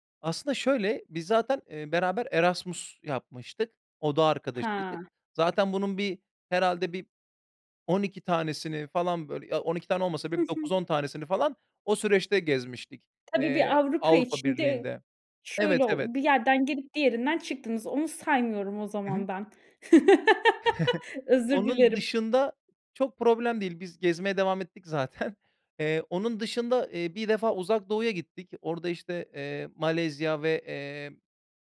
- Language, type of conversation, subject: Turkish, podcast, Tek başına seyahat etmekten ne öğrendin?
- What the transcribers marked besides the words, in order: tapping; chuckle; laugh; laughing while speaking: "zaten"